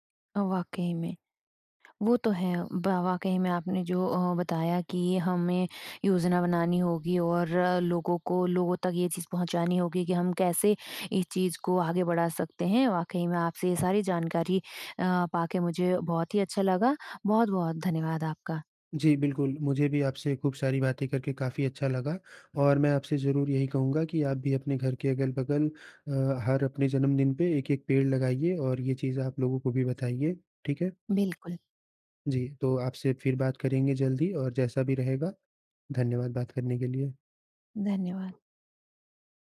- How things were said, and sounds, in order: none
- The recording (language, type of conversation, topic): Hindi, podcast, एक आम व्यक्ति जलवायु कार्रवाई में कैसे शामिल हो सकता है?